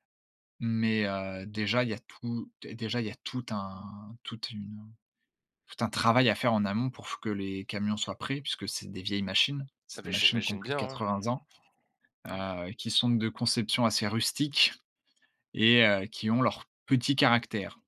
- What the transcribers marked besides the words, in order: gasp
- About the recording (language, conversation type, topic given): French, podcast, Quelle est la fête populaire que tu attends avec impatience chaque année ?